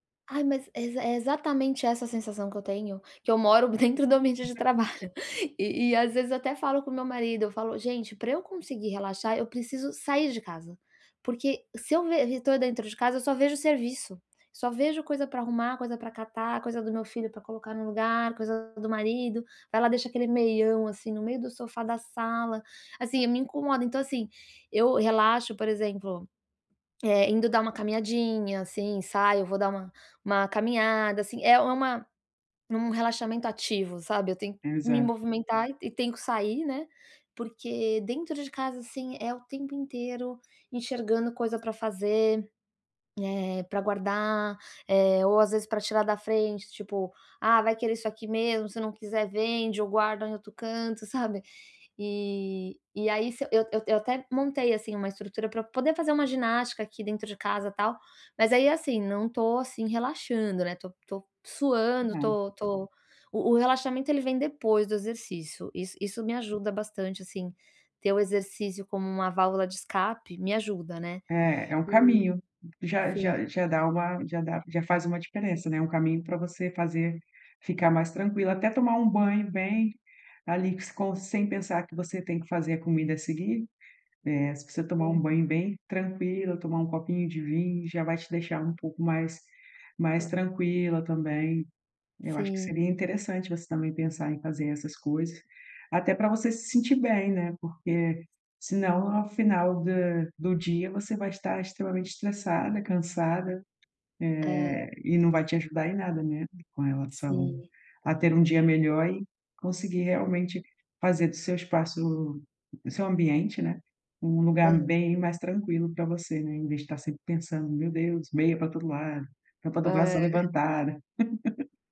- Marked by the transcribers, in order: laughing while speaking: "dentro do ambiente de trabalho"; unintelligible speech; tapping; unintelligible speech; laugh
- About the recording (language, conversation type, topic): Portuguese, advice, Como posso relaxar melhor em casa?